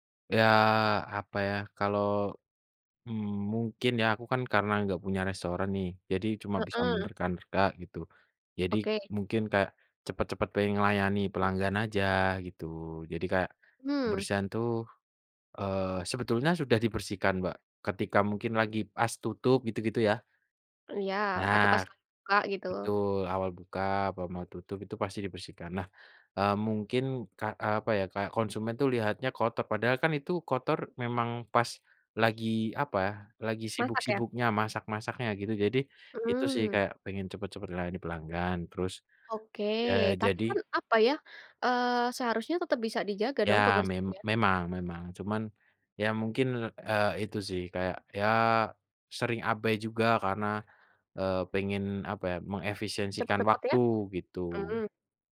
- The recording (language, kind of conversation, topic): Indonesian, unstructured, Kenapa banyak restoran kurang memperhatikan kebersihan dapurnya, menurutmu?
- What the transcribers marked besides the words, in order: other background noise